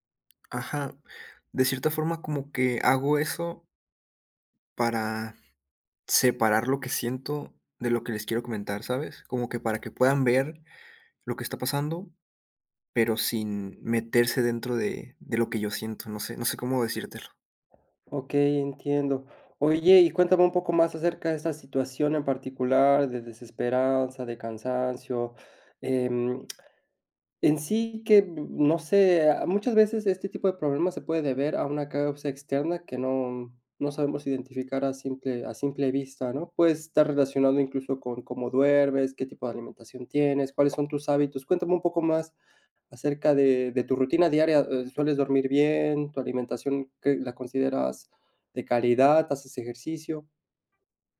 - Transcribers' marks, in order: other background noise; other noise
- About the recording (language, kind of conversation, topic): Spanish, advice, ¿Por qué me siento emocionalmente desconectado de mis amigos y mi familia?